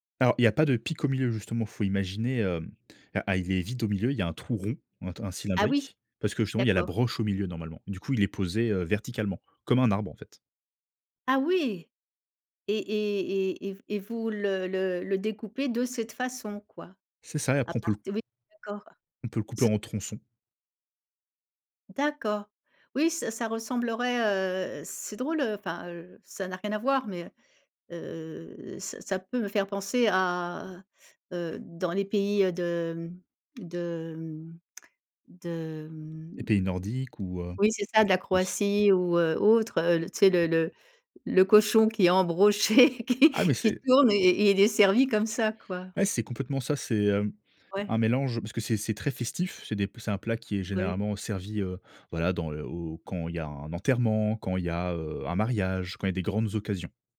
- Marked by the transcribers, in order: stressed: "oui"; unintelligible speech; other background noise; unintelligible speech; tapping; laughing while speaking: "embroché, qui"; stressed: "enterrement"
- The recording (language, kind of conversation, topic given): French, podcast, Quel plat découvert en voyage raconte une histoire selon toi ?